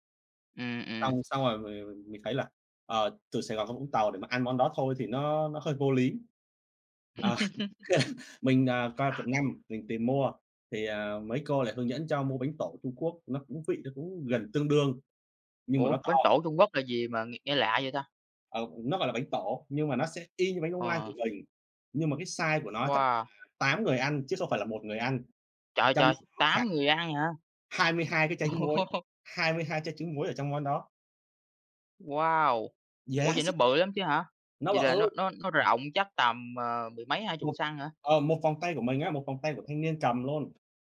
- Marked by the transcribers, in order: tapping; laugh; laughing while speaking: "Ờ"; laugh; other background noise; laughing while speaking: "Ô"
- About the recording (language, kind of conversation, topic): Vietnamese, unstructured, Bạn đã bao giờ thử làm bánh hoặc nấu một món mới chưa?
- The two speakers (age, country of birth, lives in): 20-24, Vietnam, Vietnam; 30-34, Vietnam, Vietnam